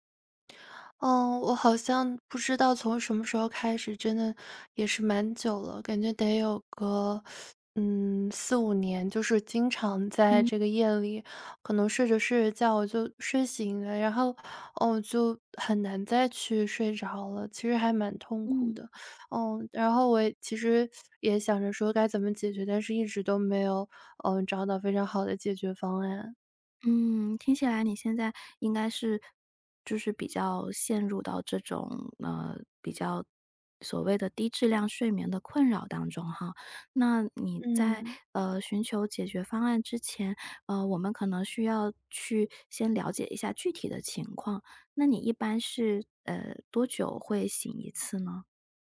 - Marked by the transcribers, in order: teeth sucking; teeth sucking; other background noise; tapping
- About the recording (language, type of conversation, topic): Chinese, advice, 你经常半夜醒来后很难再睡着吗？